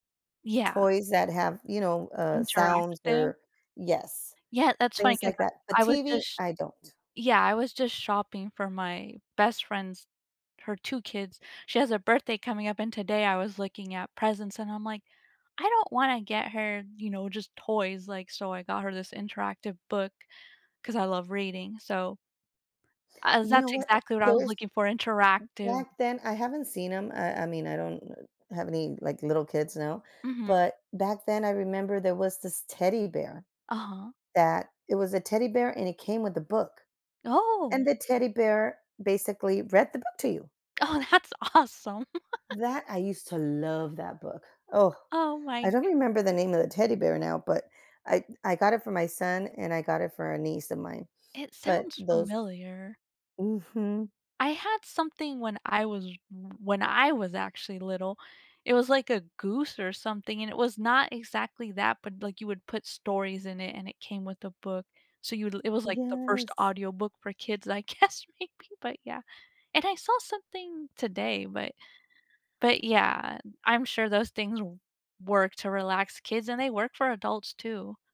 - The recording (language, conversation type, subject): English, unstructured, How do you manage stress when life feels overwhelming?
- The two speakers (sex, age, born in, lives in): female, 35-39, United States, United States; female, 45-49, United States, United States
- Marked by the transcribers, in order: other background noise; tapping; laughing while speaking: "that's awesome"; chuckle; drawn out: "Yes"; laughing while speaking: "I guess, maybe"